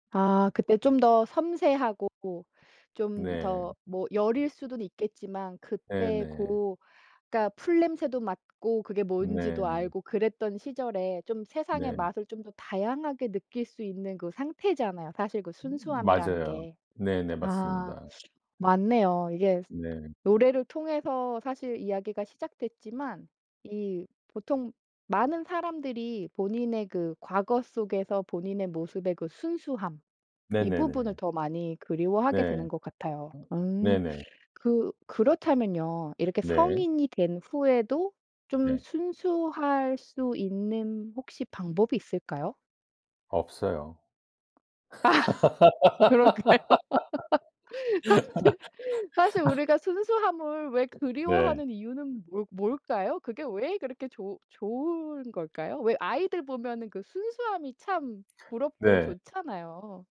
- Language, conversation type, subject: Korean, podcast, 다시 듣고 싶은 옛 노래가 있으신가요?
- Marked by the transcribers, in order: laughing while speaking: "아 그럴까요? 사실"; other background noise; laugh